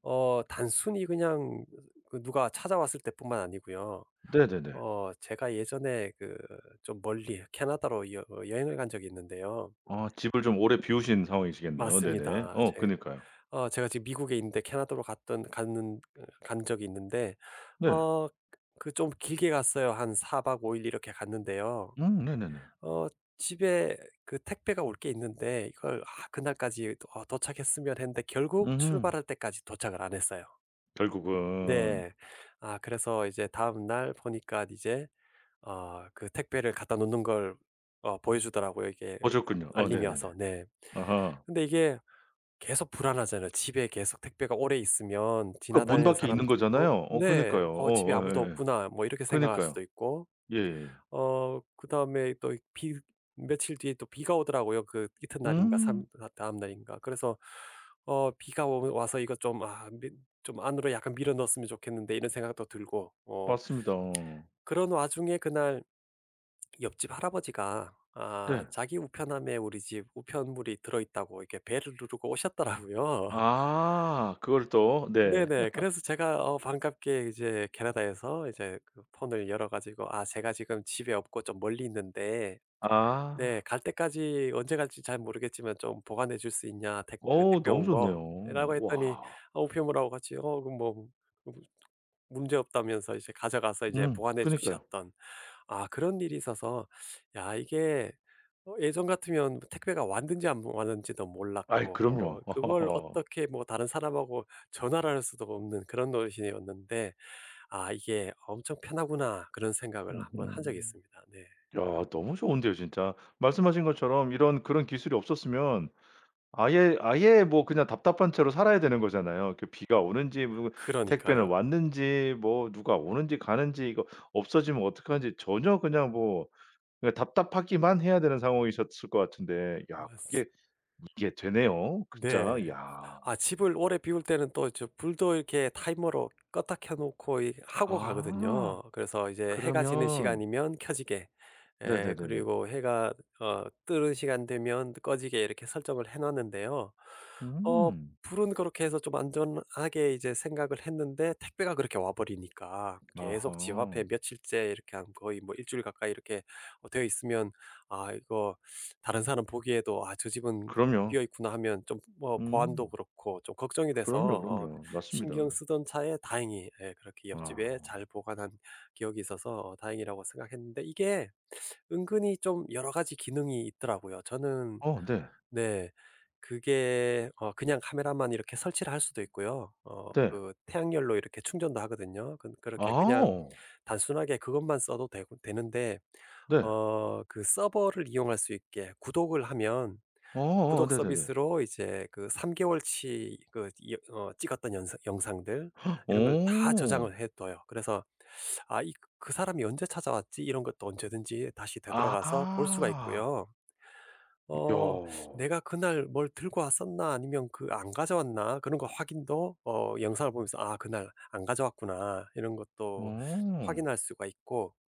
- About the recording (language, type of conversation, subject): Korean, podcast, 스마트홈 기술은 우리 집에 어떤 영향을 미치나요?
- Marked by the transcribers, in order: other background noise; laughing while speaking: "오셨더라고요"; laugh; laugh; gasp